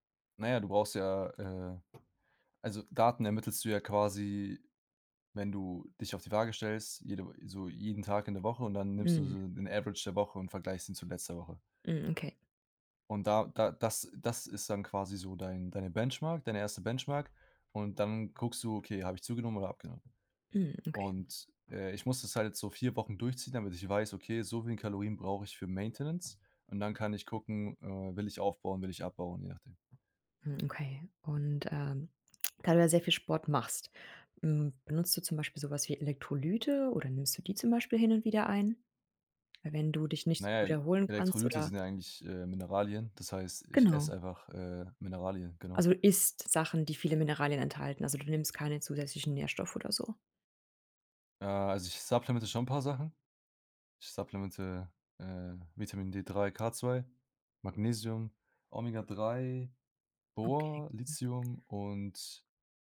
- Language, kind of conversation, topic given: German, advice, Wie bemerkst du bei dir Anzeichen von Übertraining und mangelnder Erholung, zum Beispiel an anhaltender Müdigkeit?
- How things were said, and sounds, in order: tapping; in English: "Average"; in English: "Benchmark"; in English: "Benchmark"; in English: "Maintenance"; other background noise